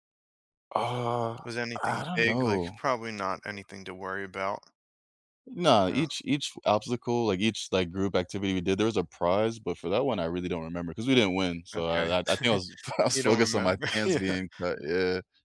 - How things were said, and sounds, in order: other background noise; chuckle; laughing while speaking: "remember, yeah"; laughing while speaking: "I was"
- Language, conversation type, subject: English, unstructured, What was the best group project you have worked on, and what made your team click?